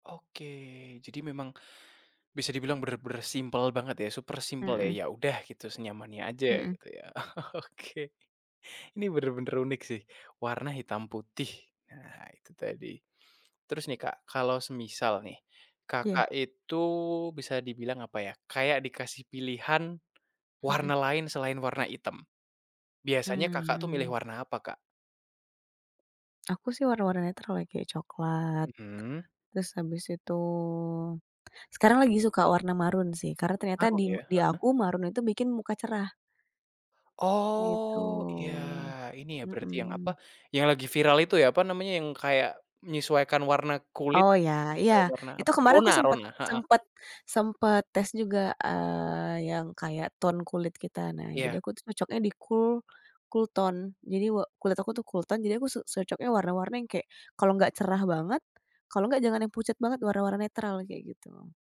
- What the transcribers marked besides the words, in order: laughing while speaking: "Oke"; tapping; drawn out: "Oh"; drawn out: "GItu"; in English: "tone"; in English: "cool, cool tone"; in English: "cool tone"
- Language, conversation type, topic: Indonesian, podcast, Bagaimana cara mulai bereksperimen dengan penampilan tanpa takut melakukan kesalahan?